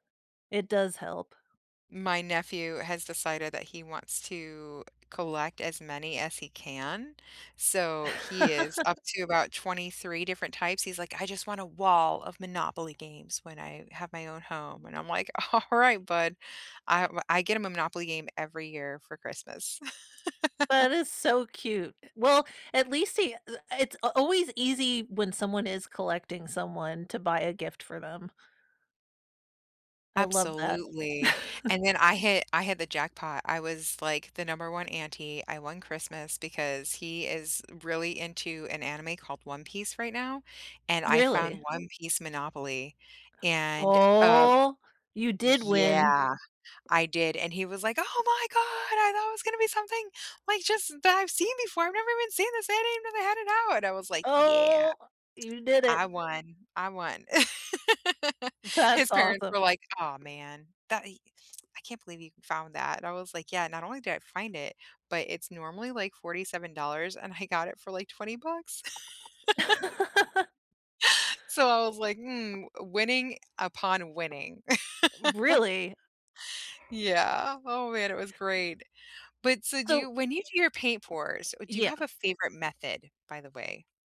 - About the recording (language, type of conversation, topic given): English, unstructured, What is your favorite way to spend your free time?
- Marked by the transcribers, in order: background speech; chuckle; laughing while speaking: "Alright, bud"; chuckle; chuckle; drawn out: "Oh!"; put-on voice: "Oh my god! I thought … had it out!"; drawn out: "Oh!"; tsk; laugh; laughing while speaking: "That's awesome"; laugh; other background noise; laugh; chuckle